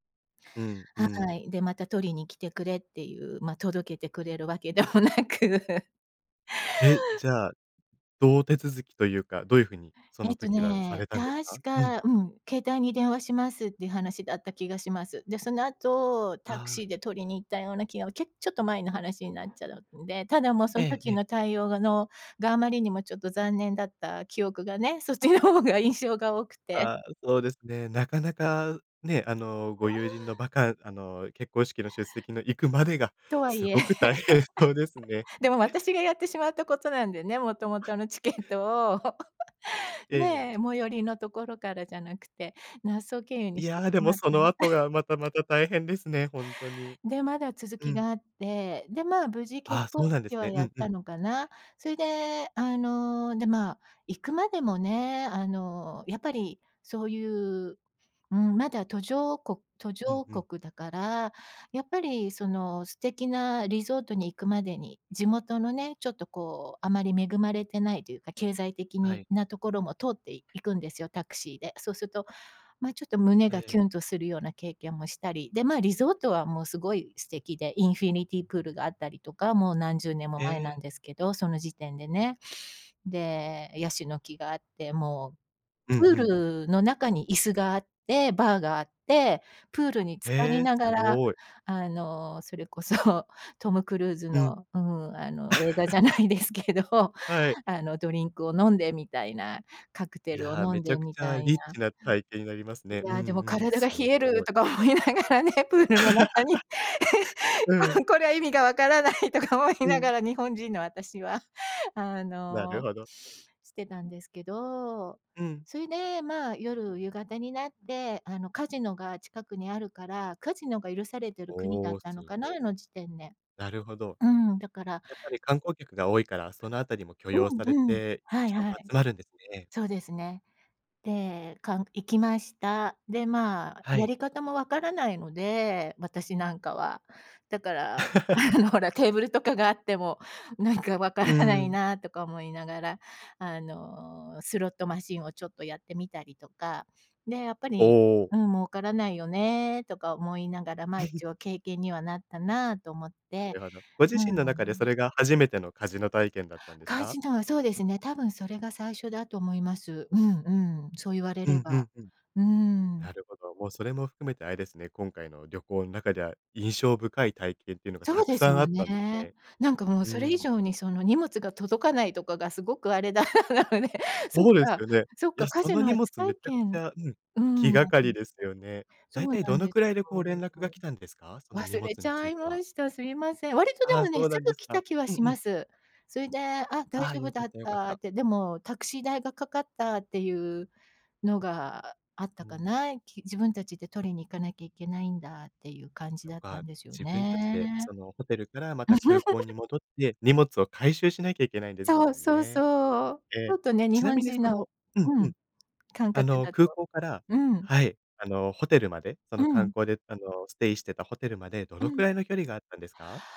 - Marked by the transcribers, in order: laughing while speaking: "わけでもなく"; laughing while speaking: "そっちの方が"; laugh; other noise; laugh; throat clearing; in English: "インフィニティプール"; laughing while speaking: "映画じゃないですけど"; laugh; laughing while speaking: "思いながらね、プールの中 … か思いながら"; laugh; sniff; other background noise; laugh; chuckle; laughing while speaking: "すごくあれだったので"; chuckle; in English: "ステイ"
- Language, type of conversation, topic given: Japanese, podcast, 旅行で一番印象に残った体験は何ですか？